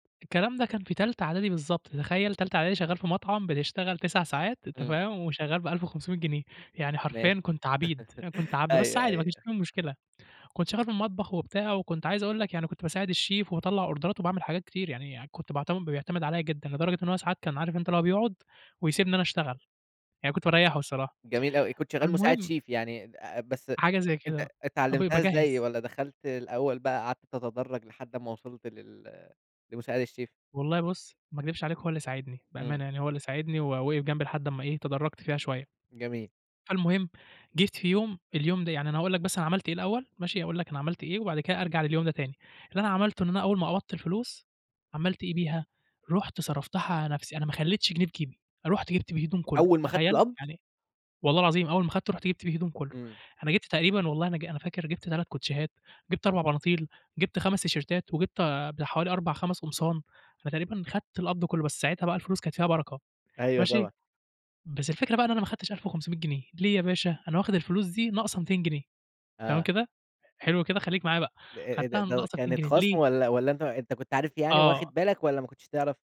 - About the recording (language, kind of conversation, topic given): Arabic, podcast, بتفضل تدّخر النهارده ولا تصرف عشان تستمتع بالحياة؟
- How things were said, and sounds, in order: laugh; in English: "الشيف"; in English: "أوردرات"; in English: "تيشيرتات"